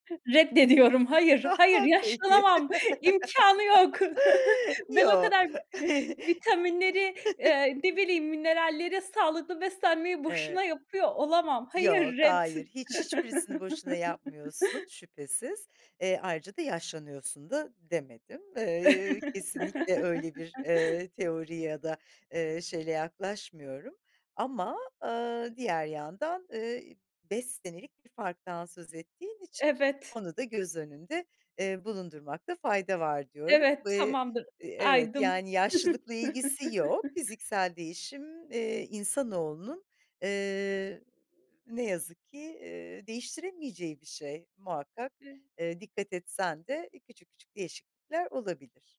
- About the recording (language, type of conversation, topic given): Turkish, podcast, Uzaktan çalışmanın zorlukları ve avantajları nelerdir?
- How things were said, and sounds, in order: put-on voice: "Reddediyorum. Hayır, hayır, yaşlanamam. İmkânı yok"; chuckle; laugh; chuckle; other background noise; chuckle; chuckle; unintelligible speech; chuckle; unintelligible speech